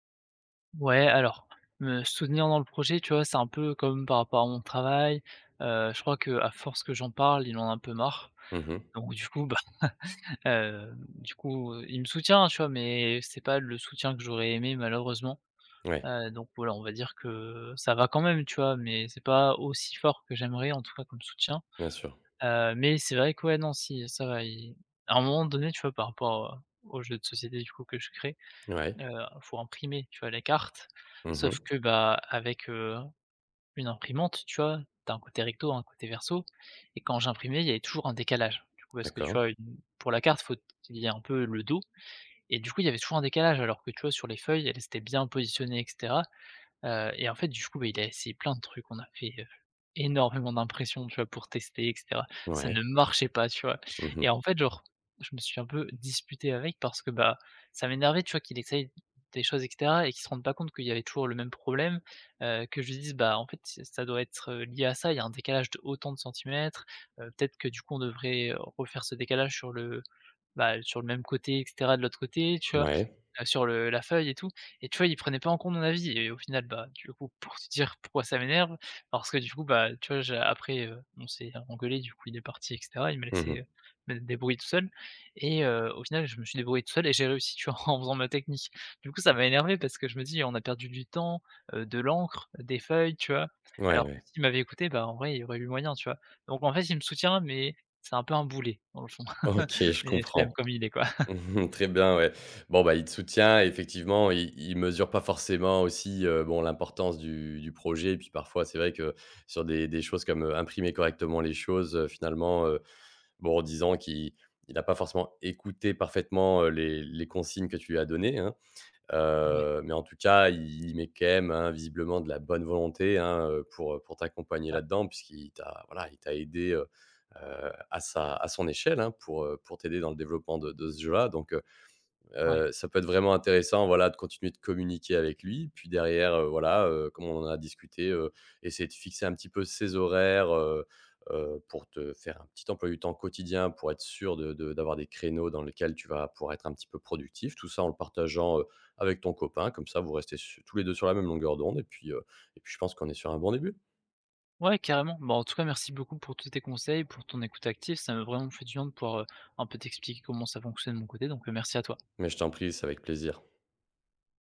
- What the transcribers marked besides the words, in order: other background noise; laughing while speaking: "bah"; tapping; laughing while speaking: "OK, je comprends"; laugh
- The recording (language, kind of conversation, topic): French, advice, Pourquoi m'est-il impossible de commencer une routine créative quotidienne ?